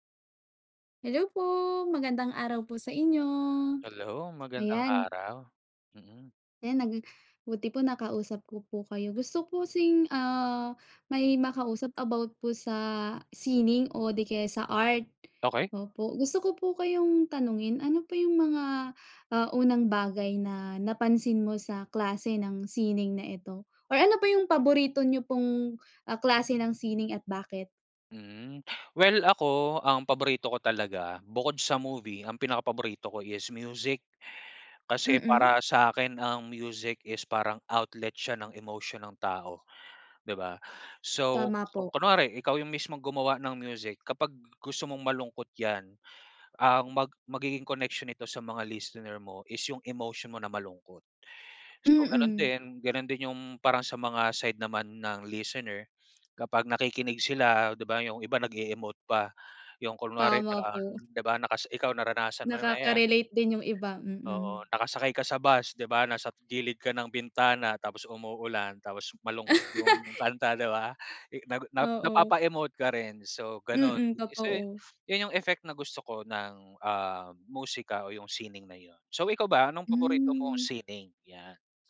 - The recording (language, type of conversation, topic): Filipino, unstructured, Ano ang paborito mong klase ng sining at bakit?
- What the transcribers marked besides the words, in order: other background noise; laugh